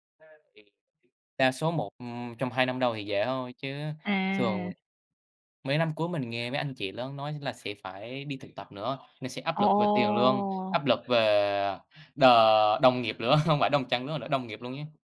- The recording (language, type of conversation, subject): Vietnamese, unstructured, Bạn có cảm thấy áp lực thi cử hiện nay là công bằng không?
- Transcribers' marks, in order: other background noise; laughing while speaking: "không"